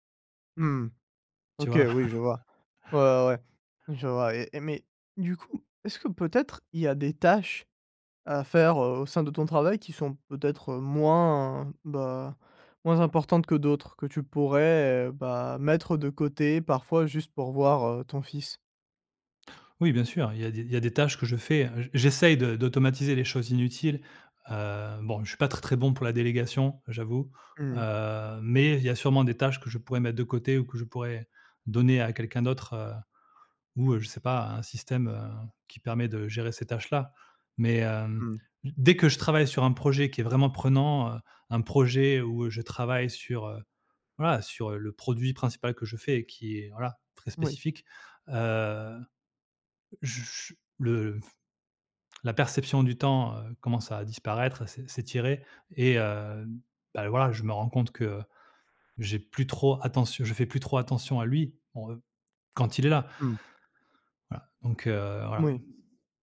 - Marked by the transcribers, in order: chuckle
- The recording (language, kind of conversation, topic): French, advice, Comment gérez-vous la culpabilité de négliger votre famille et vos amis à cause du travail ?